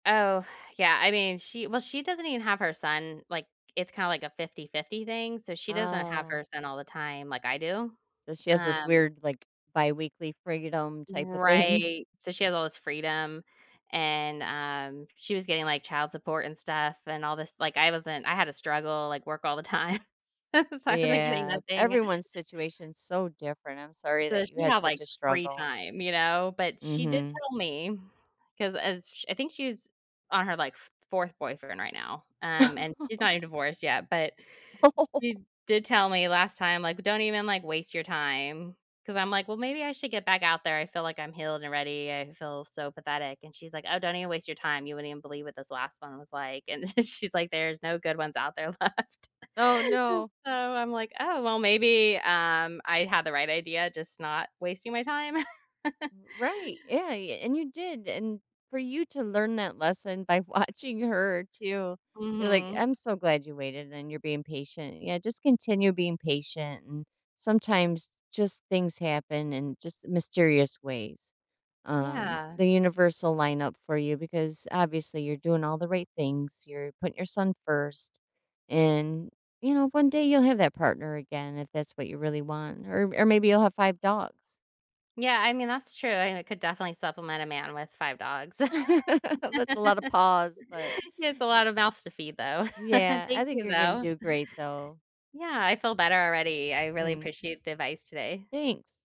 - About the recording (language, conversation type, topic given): English, advice, How can I cope with feeling so lonely after my breakup?
- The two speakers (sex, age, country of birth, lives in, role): female, 40-44, United States, United States, user; female, 50-54, United States, United States, advisor
- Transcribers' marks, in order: other background noise; laughing while speaking: "thing"; laughing while speaking: "time, so I wasn't getting"; chuckle; laugh; laughing while speaking: "then she's"; laughing while speaking: "left"; chuckle; laughing while speaking: "watching"; laugh; chuckle